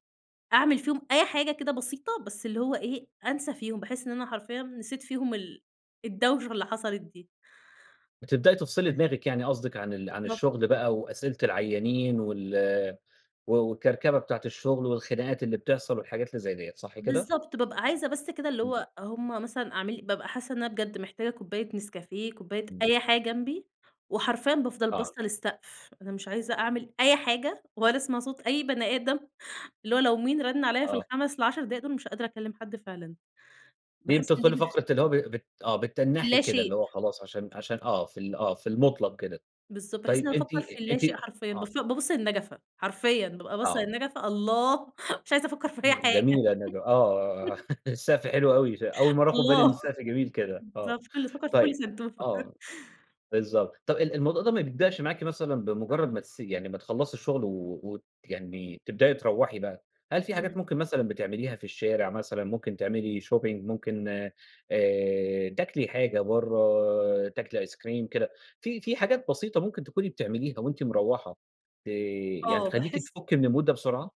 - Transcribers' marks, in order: unintelligible speech; laughing while speaking: "مش عايزة أفكر في أي حاجة"; giggle; laughing while speaking: "الله، بالضبط، بافكّر في كل سنتوفة"; unintelligible speech; in English: "shopping"; in English: "المود"
- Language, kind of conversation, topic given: Arabic, podcast, إيه عاداتك اليومية عشان تفصل وتفوق بعد يوم مرهق؟